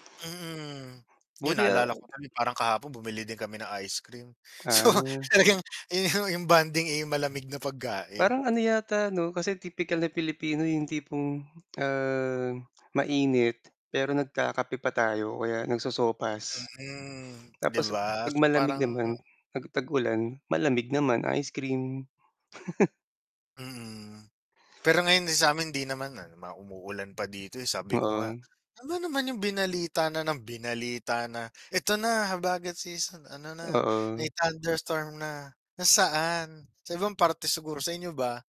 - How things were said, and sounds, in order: distorted speech; tapping; laughing while speaking: "So, talagang, ayun"; other background noise; chuckle
- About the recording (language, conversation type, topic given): Filipino, unstructured, Ano ang pinakamagandang alaala mo na may kinalaman sa pagkain?